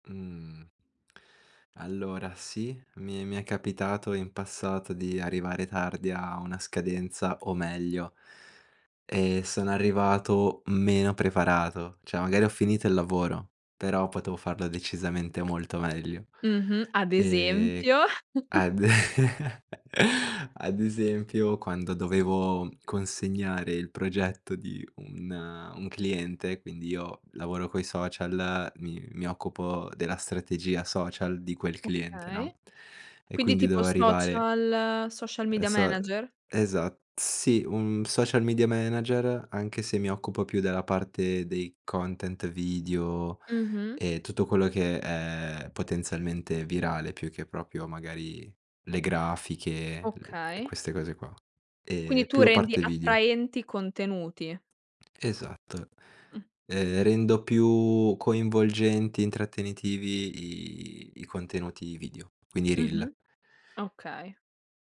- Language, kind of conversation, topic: Italian, podcast, Come gestisci le distrazioni quando sei concentrato su un progetto?
- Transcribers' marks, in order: laugh; chuckle; other background noise